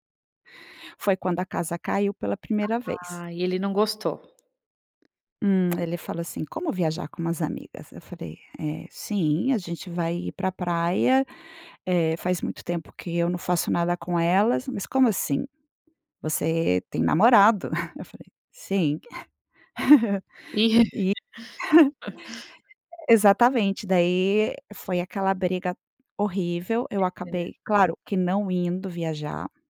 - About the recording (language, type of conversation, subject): Portuguese, advice, Como você está lidando com o fim de um relacionamento de longo prazo?
- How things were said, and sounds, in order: tapping; chuckle; laugh; giggle; chuckle